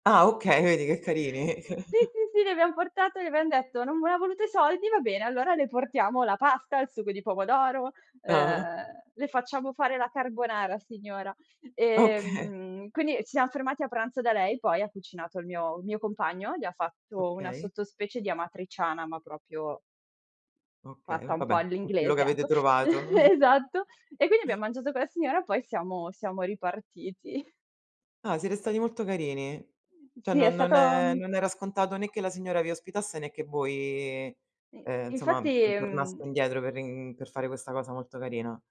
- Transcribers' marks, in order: laugh; chuckle; laughing while speaking: "Ah-ah"; "proprio" said as "propio"; laugh; laughing while speaking: "Esatto"; chuckle; chuckle; other background noise; "Cioè" said as "ceh"; "insomma" said as "nsomma"
- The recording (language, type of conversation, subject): Italian, podcast, Puoi raccontarmi di un viaggio che ti ha cambiato la vita?